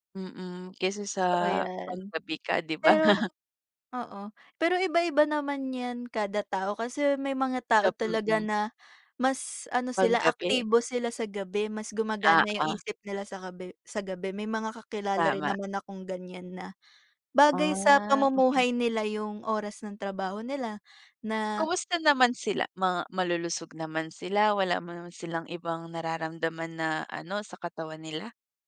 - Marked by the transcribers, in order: laughing while speaking: "na"
- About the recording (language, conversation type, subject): Filipino, unstructured, Paano mo pinamamahalaan ang oras mo sa pagitan ng trabaho at pahinga?